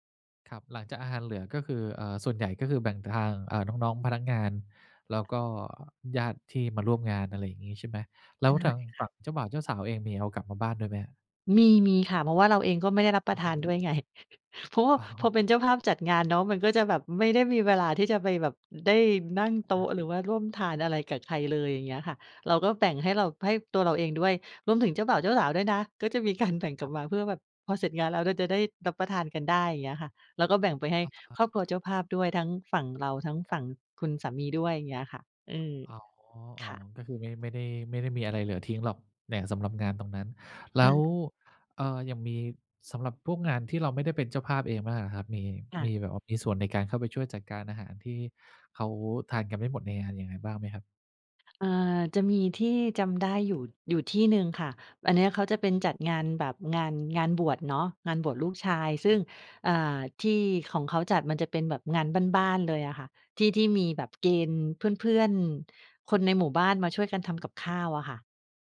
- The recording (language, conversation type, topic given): Thai, podcast, เวลาเหลืออาหารจากงานเลี้ยงหรืองานพิธีต่าง ๆ คุณจัดการอย่างไรให้ปลอดภัยและไม่สิ้นเปลือง?
- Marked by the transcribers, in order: chuckle; other background noise